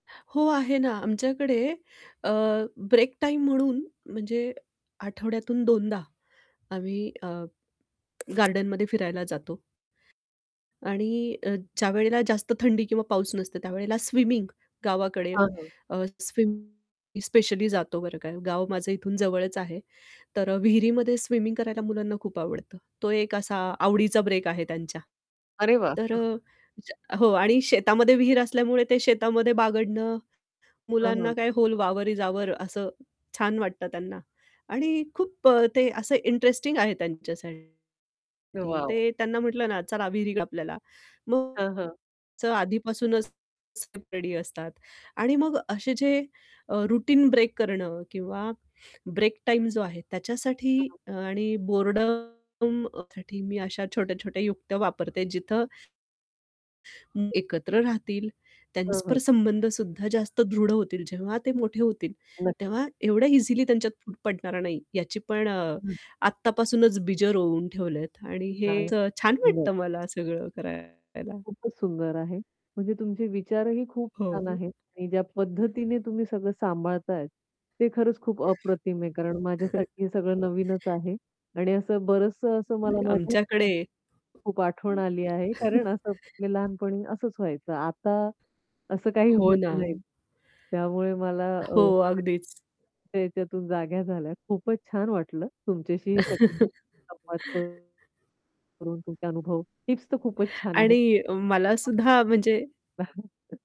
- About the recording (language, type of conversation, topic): Marathi, podcast, तुम्ही शिकणे मजेदार कसे बनवता?
- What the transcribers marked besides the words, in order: tapping; static; chuckle; in English: "व्होल वावर इस अवर"; distorted speech; unintelligible speech; in English: "रेडी"; in English: "रुटीन"; other background noise; in English: "बोर्डमसाठी"; unintelligible speech; unintelligible speech; mechanical hum; chuckle; unintelligible speech; chuckle; unintelligible speech; background speech; chuckle; unintelligible speech; chuckle